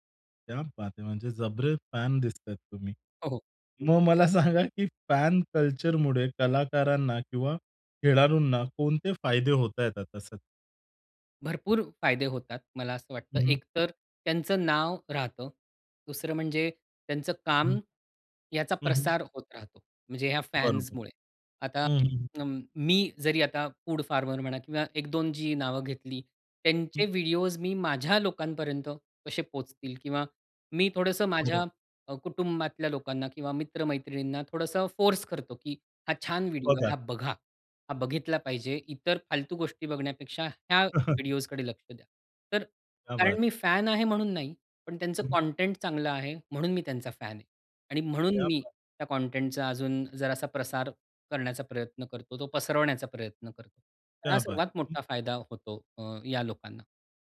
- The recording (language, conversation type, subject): Marathi, podcast, चाहत्यांचे गट आणि चाहत संस्कृती यांचे फायदे आणि तोटे कोणते आहेत?
- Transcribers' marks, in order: in English: "फॅन"; laughing while speaking: "मग मला सांगा की"; in English: "फॅन कल्चरमुळे"; in English: "फॅन्समुळे"; in English: "फूड फार्मर"; other background noise; tapping; in English: "फोर्स"; chuckle; in English: "फॅन"; in Hindi: "क्या बात!"; in English: "फॅन"; in Hindi: "क्या बात है!"; in Hindi: "क्या बात है!"